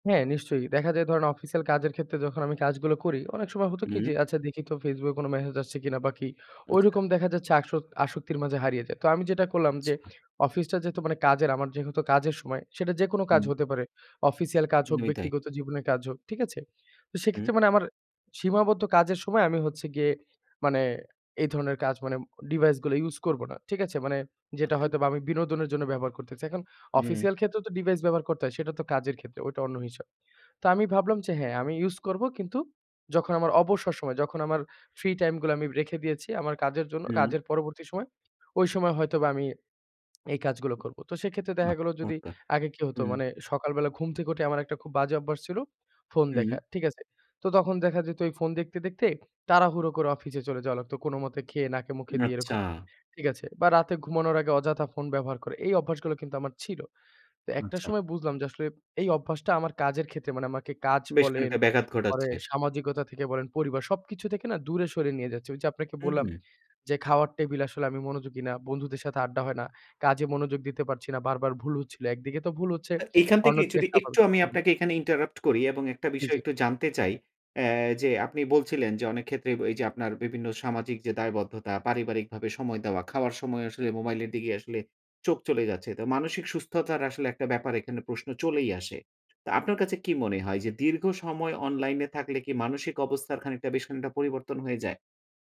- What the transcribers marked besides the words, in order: other background noise; unintelligible speech; in English: "ইন্টারাপ্ট"
- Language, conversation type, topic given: Bengali, podcast, কীভাবে আপনি অনলাইন জীবন ও বাস্তব জীবনের মধ্যে ভারসাম্য বজায় রাখেন?